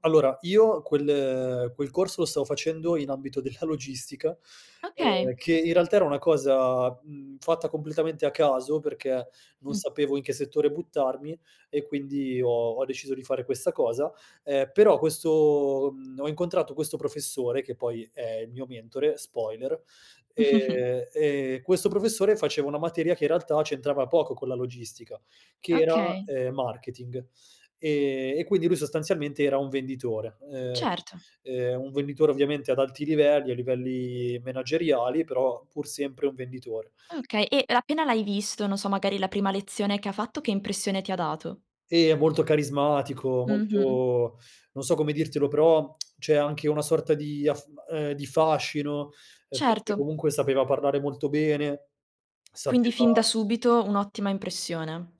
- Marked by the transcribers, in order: laughing while speaking: "della"; in English: "spoiler"; chuckle; tsk; "cioè" said as "ceh"; tapping
- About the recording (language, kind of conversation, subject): Italian, podcast, Quale mentore ha avuto il maggiore impatto sulla tua carriera?
- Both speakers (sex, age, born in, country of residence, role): female, 20-24, Italy, Italy, host; male, 30-34, Italy, Italy, guest